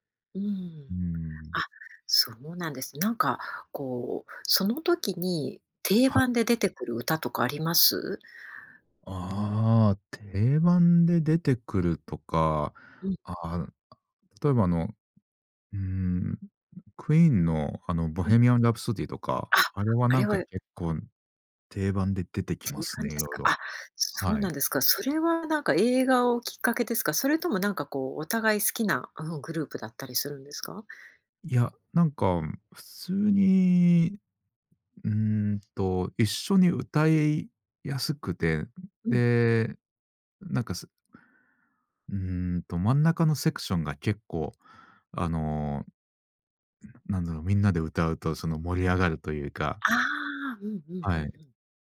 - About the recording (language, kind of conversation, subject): Japanese, podcast, カラオケで歌う楽しさはどこにあるのでしょうか？
- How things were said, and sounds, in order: other noise